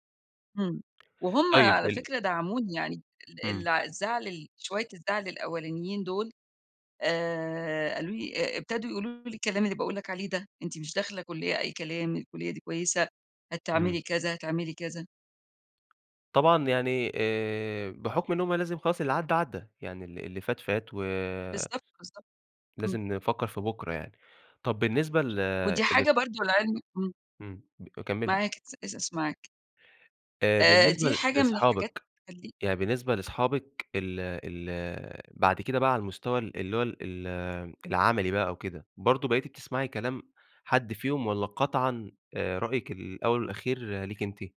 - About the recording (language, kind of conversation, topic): Arabic, podcast, إيه التجربة اللي خلّتك تسمع لنفسك الأول؟
- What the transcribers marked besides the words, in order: tapping